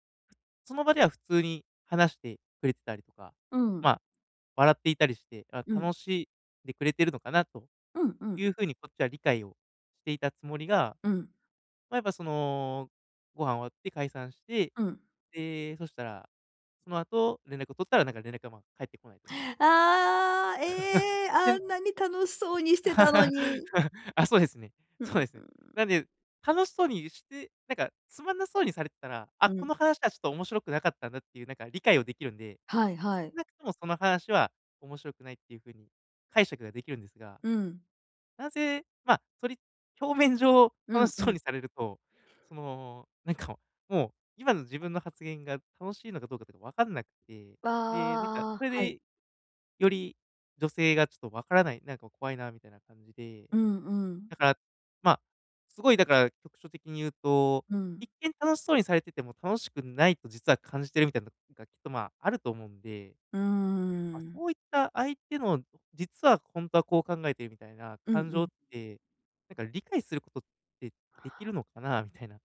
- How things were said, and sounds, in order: inhale; laugh; laugh; other noise; other background noise
- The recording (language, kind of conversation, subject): Japanese, advice, 相手の感情を正しく理解するにはどうすればよいですか？